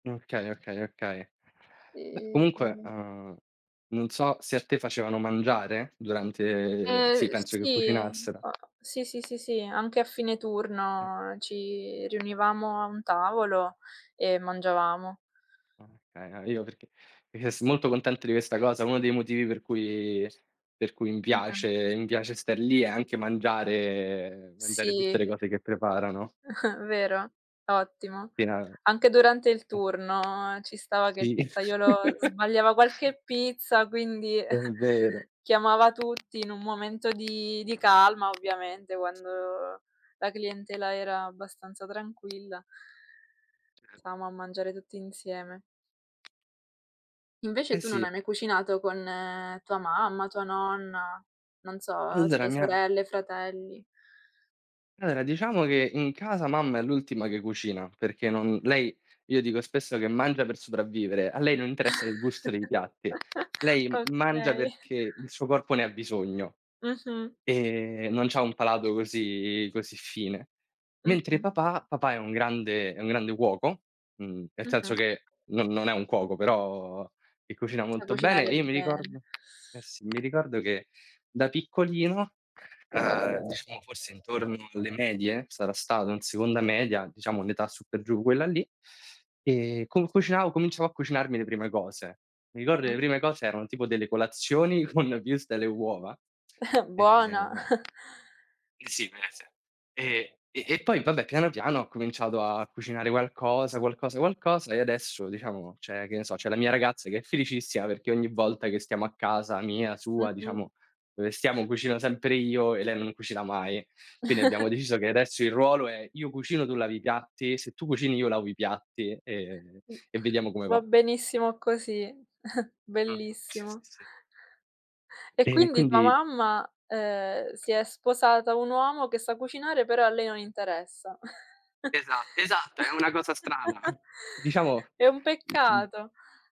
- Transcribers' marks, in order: drawn out: "E"; other background noise; "rimasi" said as "eches"; drawn out: "mangiare"; chuckle; chuckle; chuckle; chuckle; drawn out: "e"; "cucinavo" said as "cucinao"; laughing while speaking: "con"; chuckle; chuckle; unintelligible speech; chuckle; drawn out: "e"; chuckle; tapping; chuckle
- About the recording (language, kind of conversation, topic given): Italian, unstructured, Qual è il piatto che ti fa sentire a casa?
- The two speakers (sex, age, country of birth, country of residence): female, 20-24, Italy, Italy; male, 20-24, Italy, Italy